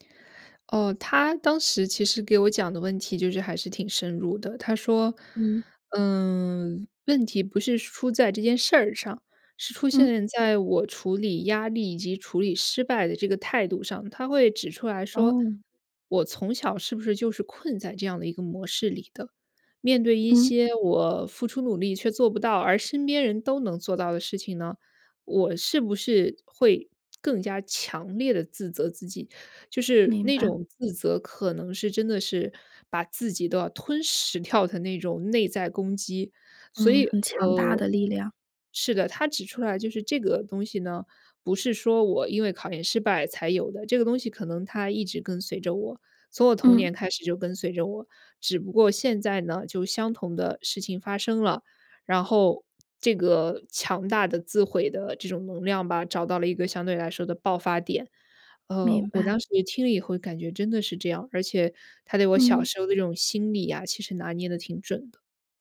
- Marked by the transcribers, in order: laughing while speaking: "噬掉"
- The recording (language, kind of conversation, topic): Chinese, podcast, 你怎么看待寻求专业帮助？